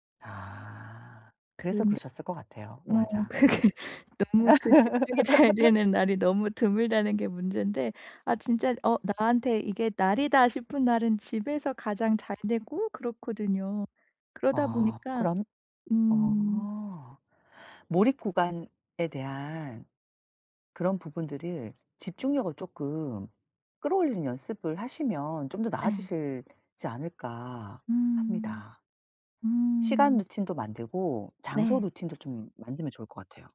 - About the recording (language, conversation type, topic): Korean, advice, 매일 공부하거나 업무에 몰입할 수 있는 루틴을 어떻게 만들 수 있을까요?
- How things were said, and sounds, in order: other background noise; laughing while speaking: "그게"; laughing while speaking: "잘 되는 날이"; laugh; tapping